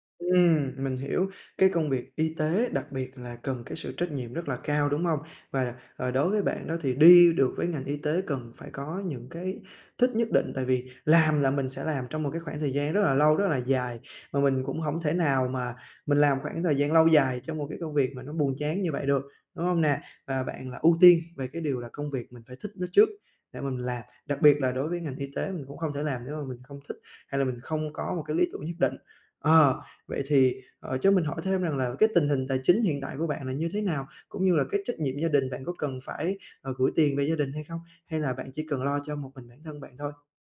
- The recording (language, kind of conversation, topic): Vietnamese, advice, Làm sao để đối mặt với áp lực từ gia đình khi họ muốn tôi chọn nghề ổn định và thu nhập cao?
- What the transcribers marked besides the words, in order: tapping